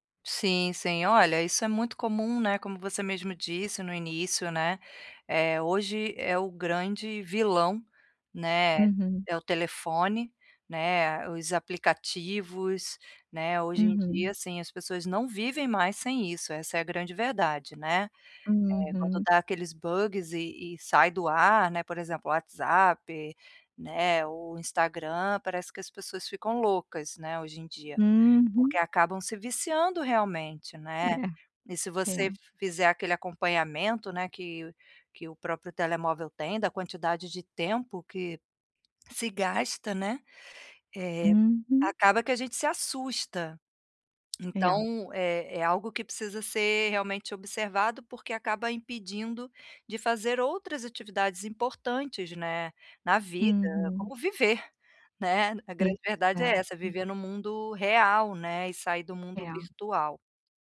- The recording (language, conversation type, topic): Portuguese, advice, Como posso reduzir as distrações e melhorar o ambiente para trabalhar ou estudar?
- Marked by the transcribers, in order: tapping; in English: "bugs"; laughing while speaking: "É"